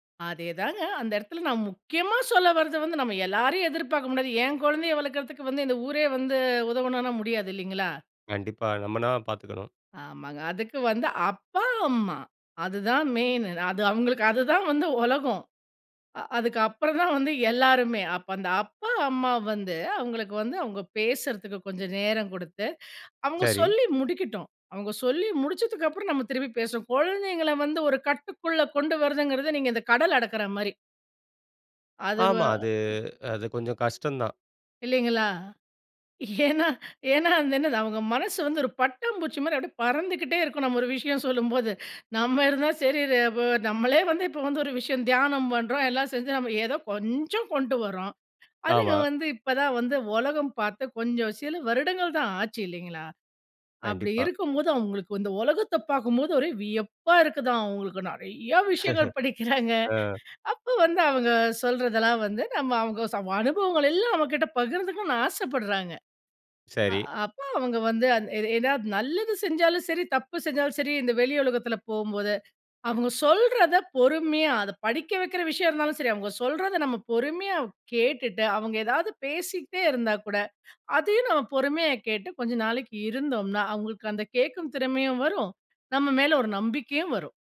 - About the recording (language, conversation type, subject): Tamil, podcast, குழந்தைகளிடம் நம்பிக்கை நீங்காமல் இருக்க எப்படி கற்றுக்கொடுப்பது?
- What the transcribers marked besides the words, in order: "தான்" said as "நான்"; laughing while speaking: "ஏன்னா, ஏன்னா அது என்னது"; chuckle